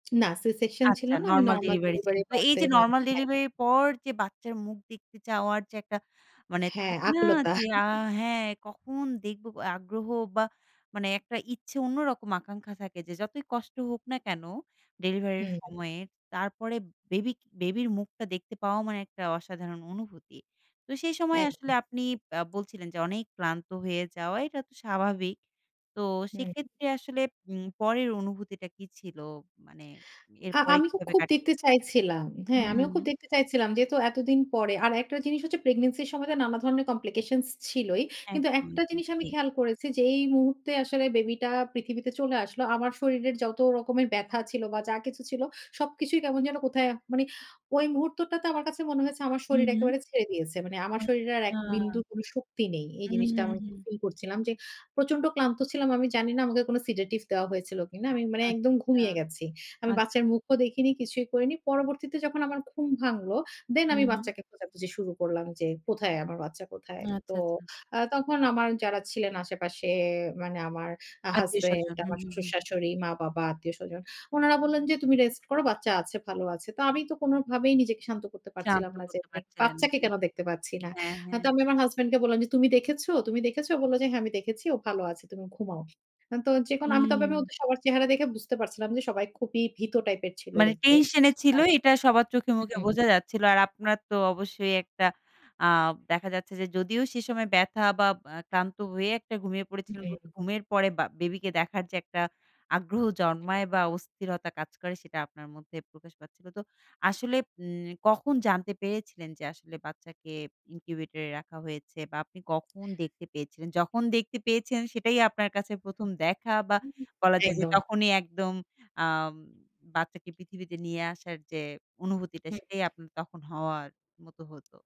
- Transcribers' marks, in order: other background noise; unintelligible speech; chuckle; in English: "কমপ্লিকেশনস"; tapping
- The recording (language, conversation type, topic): Bengali, podcast, প্রথম সন্তানের জন্মের দিনটা আপনার কাছে কেমন ছিল?